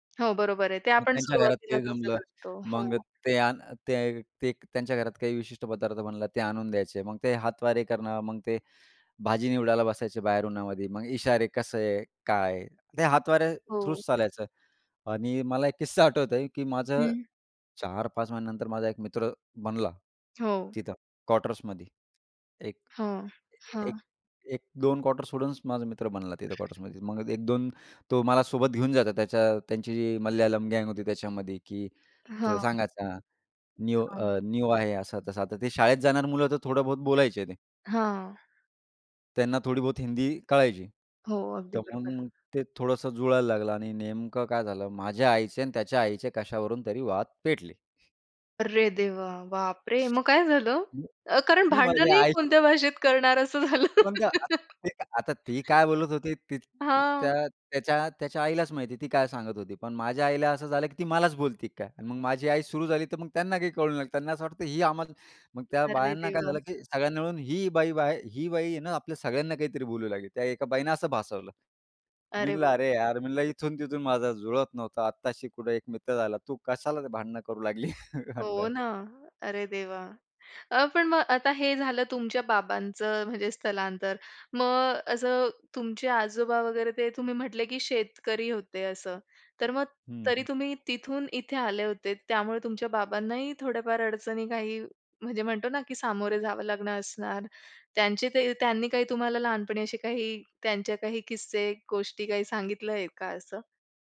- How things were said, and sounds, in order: other background noise; other noise; in English: "थ्रू"; tapping; laughing while speaking: "भांडणही कोणत्या भाषेत करणार, असं झालं"; laugh; laughing while speaking: "लागली म्हणलं?"
- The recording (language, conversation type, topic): Marathi, podcast, बाबा-आजोबांच्या स्थलांतराच्या गोष्टी सांगशील का?